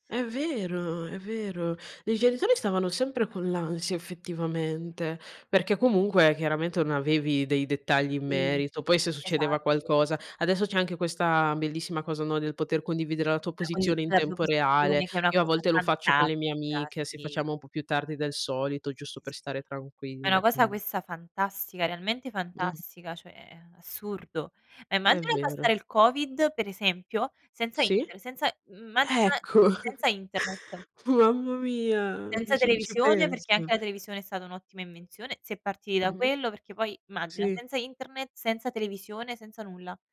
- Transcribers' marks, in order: chuckle
- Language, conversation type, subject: Italian, unstructured, Qual è un’invenzione che ha migliorato la tua vita quotidiana?